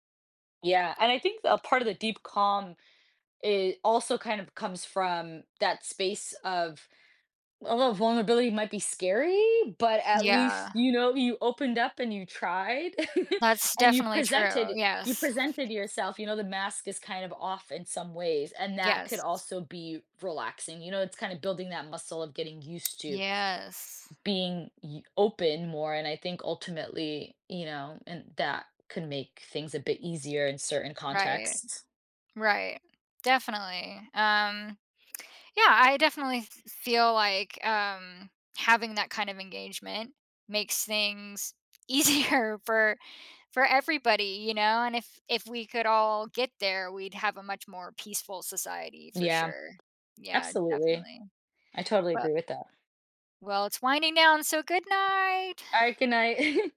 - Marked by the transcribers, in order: chuckle; tapping; laughing while speaking: "easier"; other background noise; chuckle
- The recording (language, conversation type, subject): English, unstructured, How might practicing deep listening change the way we connect with others?
- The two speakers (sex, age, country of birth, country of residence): female, 35-39, United States, United States; female, 40-44, United States, United States